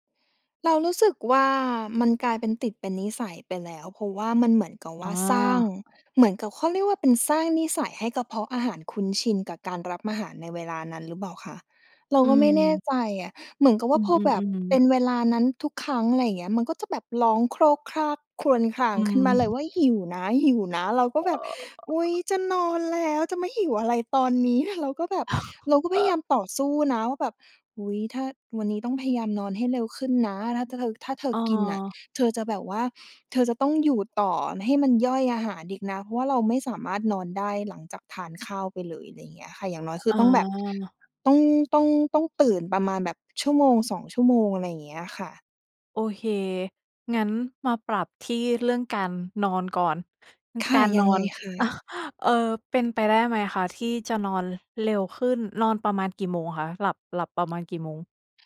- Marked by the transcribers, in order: chuckle; other noise; chuckle
- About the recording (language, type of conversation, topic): Thai, advice, อยากลดน้ำหนักแต่หิวยามดึกและกินจุบจิบบ่อย ควรทำอย่างไร?
- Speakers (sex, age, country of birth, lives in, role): female, 30-34, Thailand, Thailand, user; female, 35-39, Thailand, Thailand, advisor